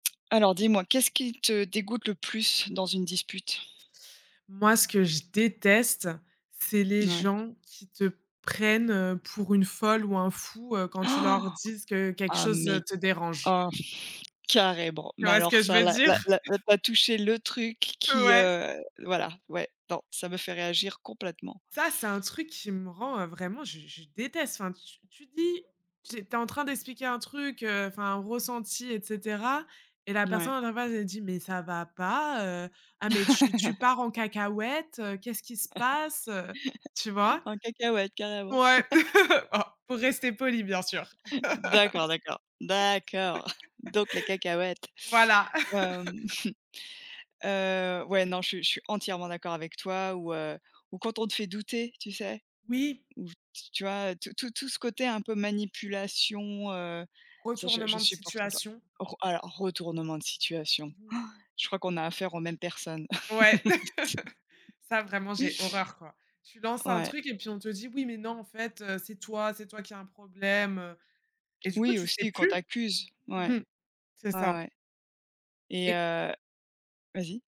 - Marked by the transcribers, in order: gasp; stressed: "carrément"; chuckle; laugh; laugh; laugh; chuckle; laugh; chuckle; laugh; gasp; laugh; tapping
- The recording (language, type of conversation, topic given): French, unstructured, Qu’est-ce qui te dégoûte le plus lors d’une dispute ?